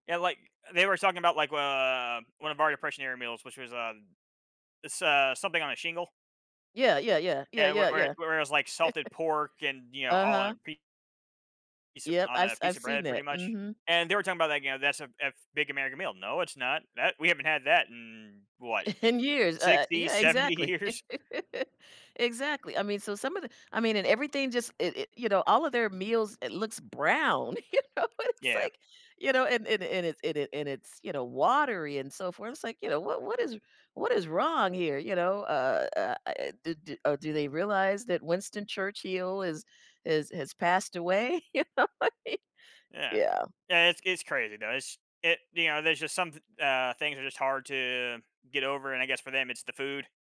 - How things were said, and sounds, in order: chuckle; laughing while speaking: "In"; laughing while speaking: "seventy years"; laugh; laughing while speaking: "you know, it's like"; tapping; laughing while speaking: "you know"
- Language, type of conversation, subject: English, unstructured, How does sharing and preparing food shape our sense of belonging and community?
- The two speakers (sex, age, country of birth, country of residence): female, 60-64, United States, United States; male, 40-44, United States, United States